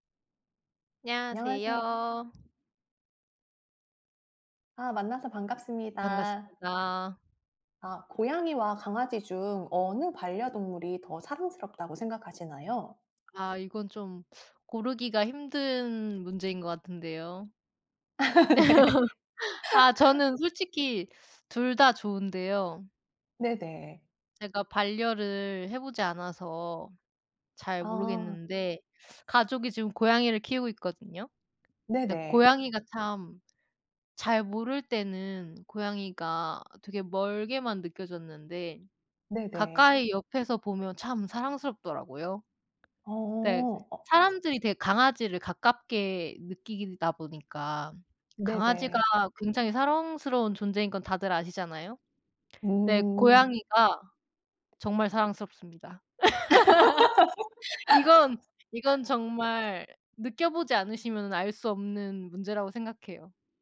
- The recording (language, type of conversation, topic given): Korean, unstructured, 고양이와 강아지 중 어떤 반려동물이 더 사랑스럽다고 생각하시나요?
- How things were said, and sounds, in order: tapping; other background noise; teeth sucking; laugh; laughing while speaking: "네"; laugh; laugh